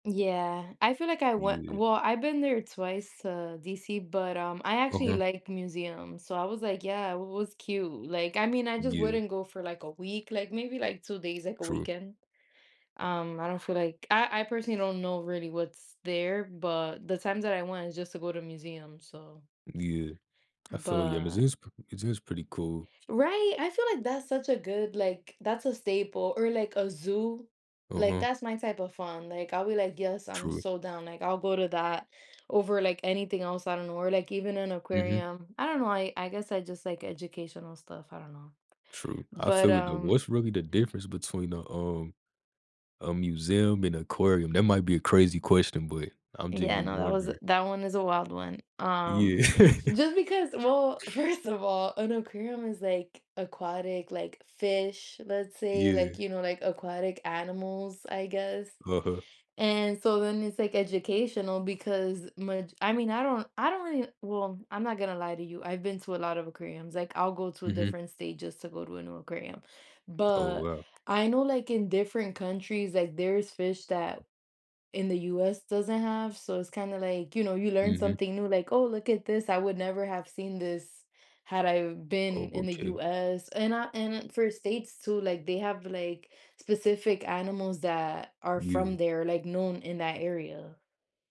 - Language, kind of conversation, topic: English, unstructured, What are some common travel scams and how can you protect yourself while exploring new places?
- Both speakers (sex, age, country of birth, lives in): female, 30-34, United States, United States; male, 20-24, United States, United States
- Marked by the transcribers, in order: tapping; other background noise; chuckle